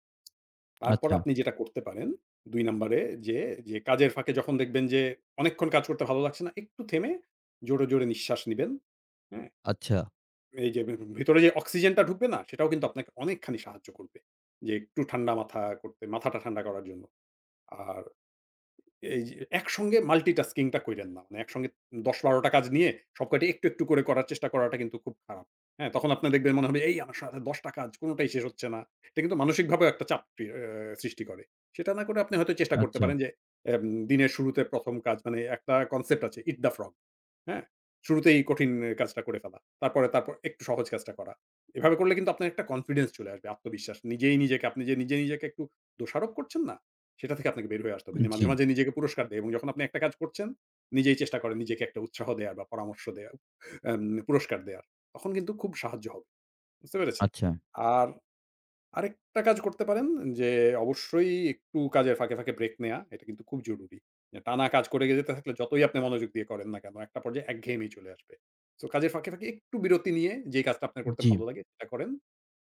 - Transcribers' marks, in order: in English: "মাল্টিটাস্কিং"; in English: "কনসেপ্ট"; in English: "ইট দ্য ফ্রগ"
- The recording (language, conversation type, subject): Bengali, advice, কাজের সময় ঘন ঘন বিঘ্ন হলে মনোযোগ ধরে রাখার জন্য আমি কী করতে পারি?